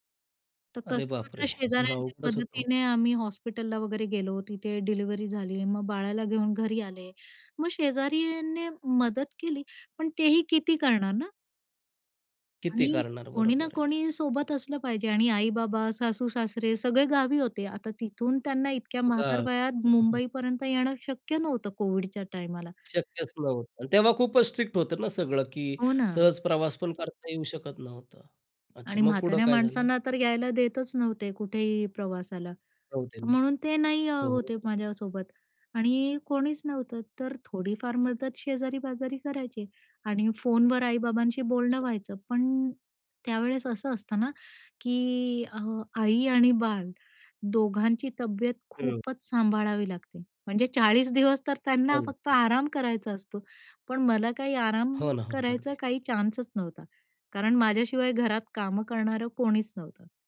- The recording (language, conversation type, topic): Marathi, podcast, निराशेच्या काळात तुम्ही कसं टिकता?
- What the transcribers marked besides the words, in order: unintelligible speech; tapping; other background noise; laughing while speaking: "म्हणजे चाळीस दिवस तर त्यांना फक्त आराम करायचा असतो"